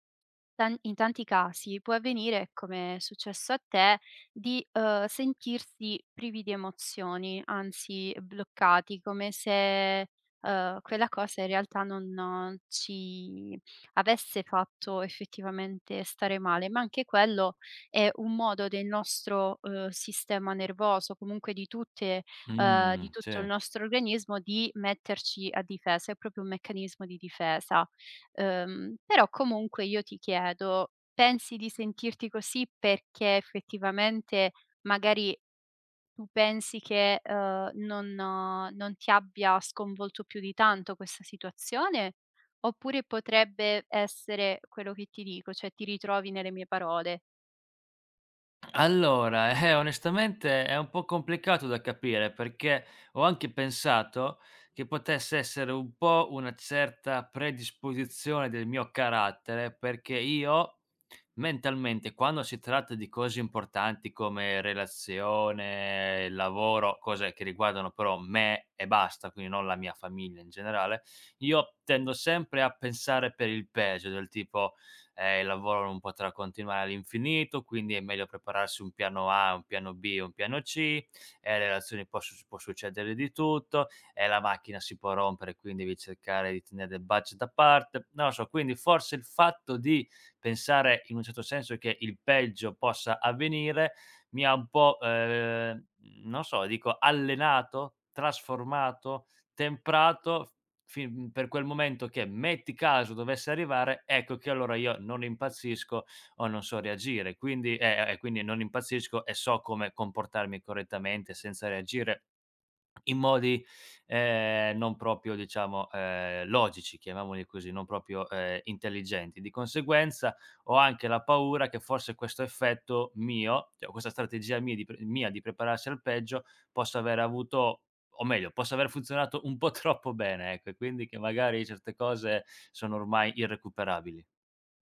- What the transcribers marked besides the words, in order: "proprio" said as "propio"; "cioè" said as "ceh"; "quindi" said as "quini"; swallow; "proprio" said as "propio"; "proprio" said as "propio"; "cioè" said as "ceh"; laughing while speaking: "un po' troppo bene"
- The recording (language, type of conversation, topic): Italian, advice, Come hai vissuto una rottura improvvisa e lo shock emotivo che ne è seguito?